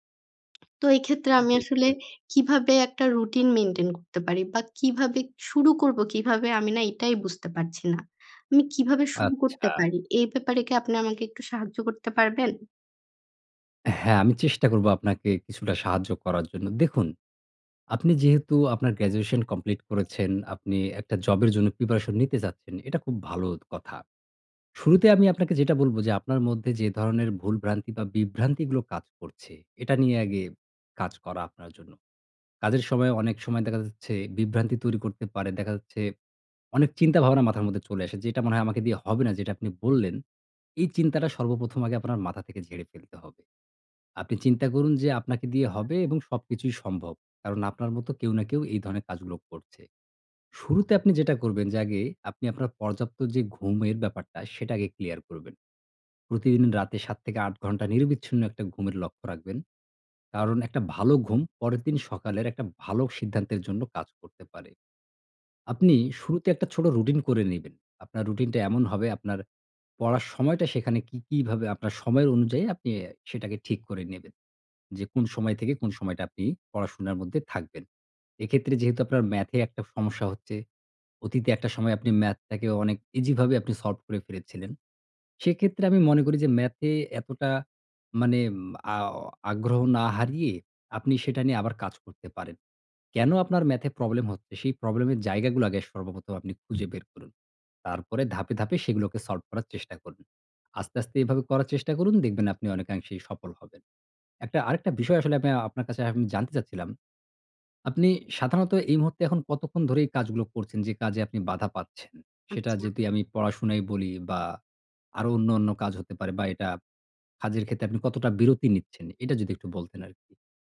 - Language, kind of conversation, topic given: Bengali, advice, দীর্ঘ সময় কাজ করার সময় মনোযোগ ধরে রাখতে কষ্ট হলে কীভাবে সাহায্য পাব?
- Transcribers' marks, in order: tapping; other background noise